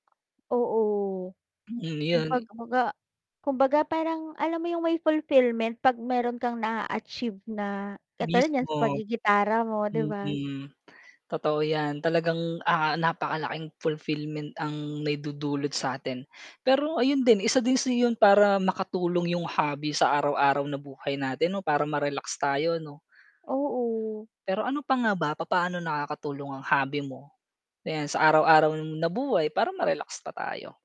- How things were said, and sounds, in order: static; tapping
- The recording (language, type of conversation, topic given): Filipino, unstructured, Paano mo napapanatili ang interes mo sa isang libangan?
- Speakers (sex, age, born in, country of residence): female, 35-39, Philippines, Philippines; male, 30-34, Philippines, Philippines